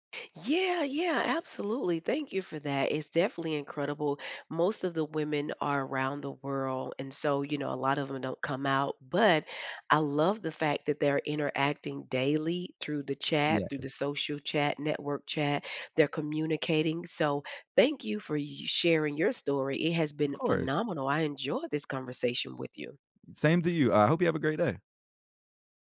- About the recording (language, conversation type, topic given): English, unstructured, Have you ever found a hobby that connected you with new people?
- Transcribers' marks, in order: other background noise; tapping; other noise